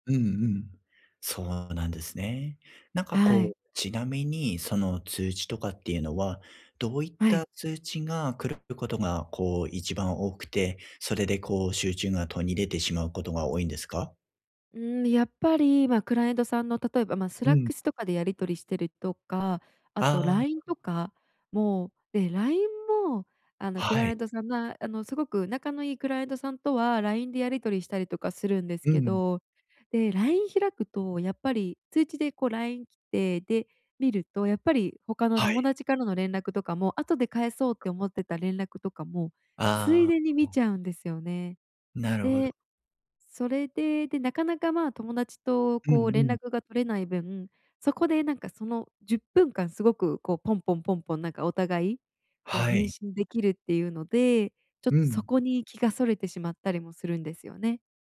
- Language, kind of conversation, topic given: Japanese, advice, 通知で集中が途切れてしまうのですが、どうすれば集中を続けられますか？
- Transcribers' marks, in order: tapping